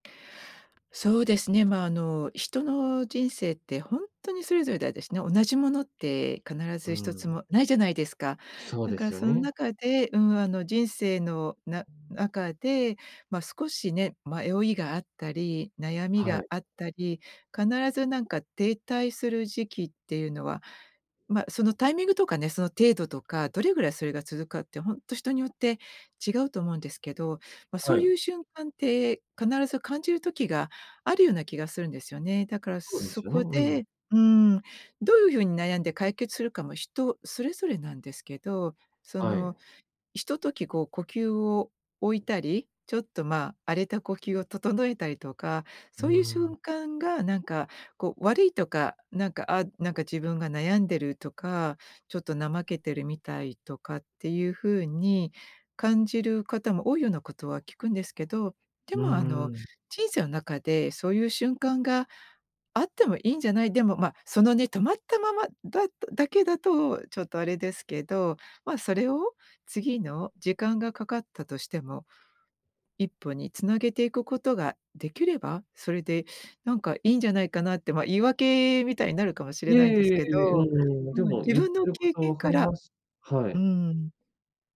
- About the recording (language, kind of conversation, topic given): Japanese, podcast, 最近、人に話したくなった思い出はありますか？
- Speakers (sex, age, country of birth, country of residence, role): female, 55-59, Japan, United States, guest; male, 30-34, Japan, Japan, host
- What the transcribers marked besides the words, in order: alarm; other background noise